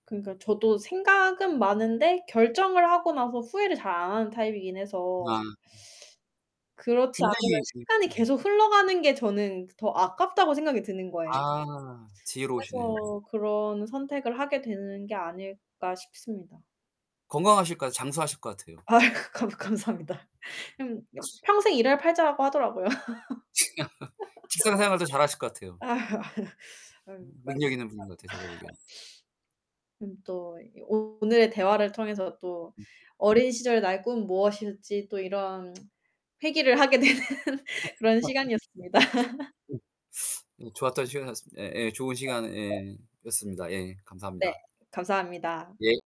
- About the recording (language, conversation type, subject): Korean, unstructured, 꿈의 직업은 무엇이고, 그 직업을 꿈꾸게 된 이유는 무엇인가요?
- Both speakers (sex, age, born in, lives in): female, 25-29, South Korea, United States; male, 50-54, South Korea, South Korea
- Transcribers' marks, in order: distorted speech; teeth sucking; other background noise; tapping; laughing while speaking: "아이고 감 감사합니다"; sneeze; laugh; sniff; tsk; laughing while speaking: "되는"; laugh; teeth sucking; laugh